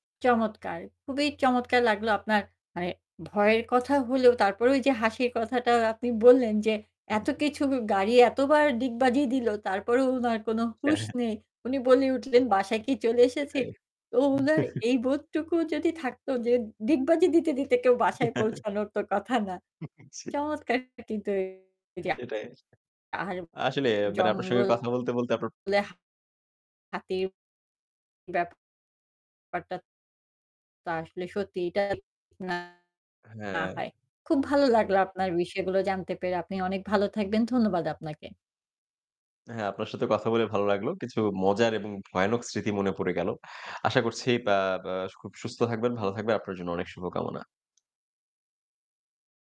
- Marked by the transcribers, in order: static; distorted speech; scoff; chuckle; chuckle; other background noise
- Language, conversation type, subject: Bengali, podcast, আপনাকে কি কখনও জঙ্গলে বা রাস্তায় কোনো ভয়ঙ্কর পরিস্থিতি সামলাতে হয়েছে?